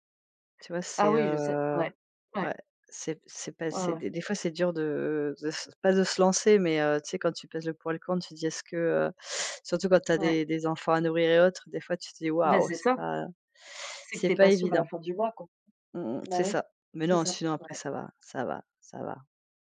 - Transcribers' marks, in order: tapping
- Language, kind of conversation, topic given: French, unstructured, Comment une période de transition a-t-elle redéfini tes aspirations ?